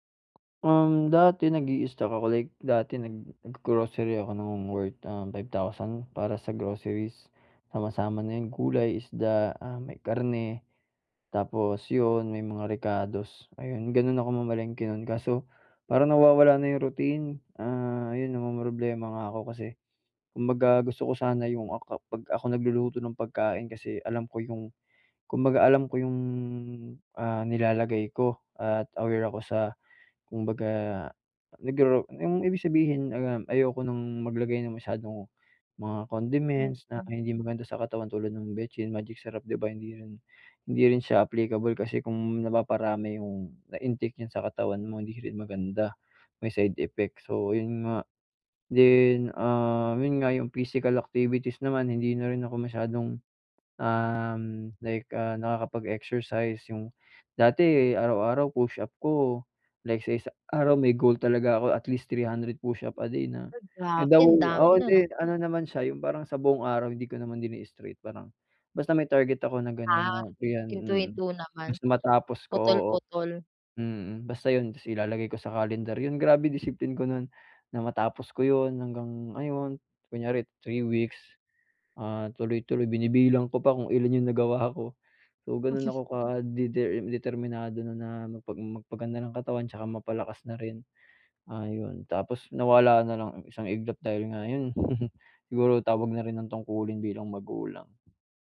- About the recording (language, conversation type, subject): Filipino, advice, Paano ko mapapangalagaan ang pisikal at mental na kalusugan ko?
- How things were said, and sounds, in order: laughing while speaking: "nagawa"; chuckle; chuckle